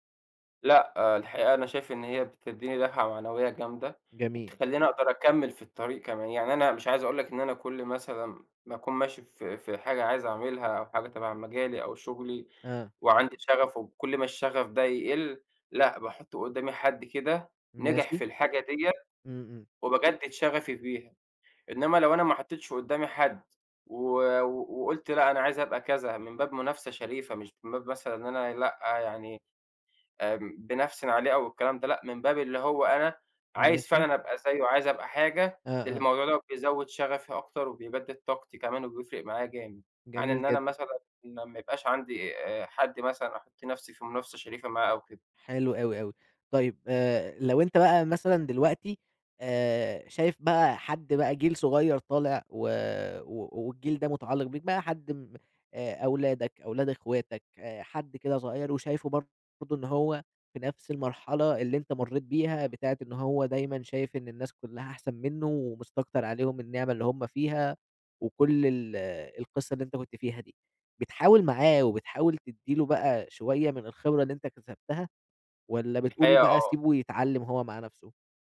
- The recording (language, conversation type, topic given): Arabic, podcast, إزاي بتتعامل مع إنك تقارن نفسك بالناس التانيين؟
- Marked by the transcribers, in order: none